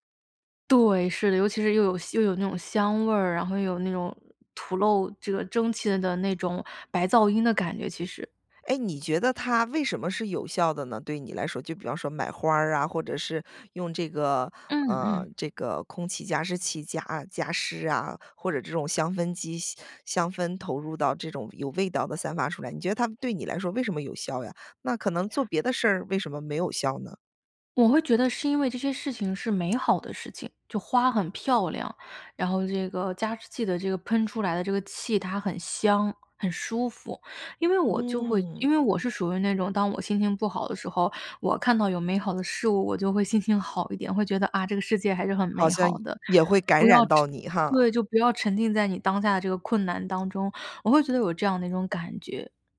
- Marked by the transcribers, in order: other background noise; tapping
- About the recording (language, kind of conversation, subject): Chinese, podcast, 你平常会做哪些小事让自己一整天都更有精神、心情更好吗？